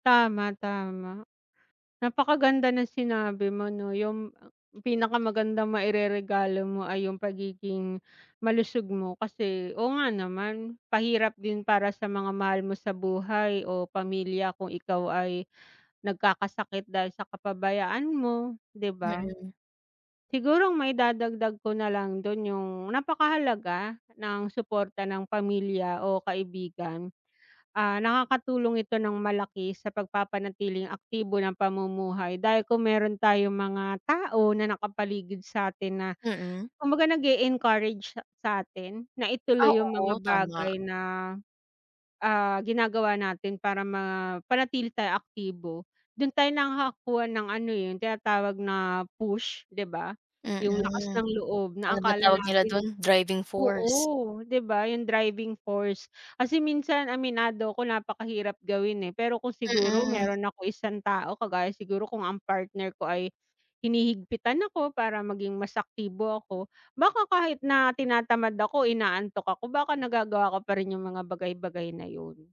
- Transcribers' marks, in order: none
- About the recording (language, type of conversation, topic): Filipino, unstructured, Ano ang mga hamon mo sa pagpapanatili ng aktibong pamumuhay?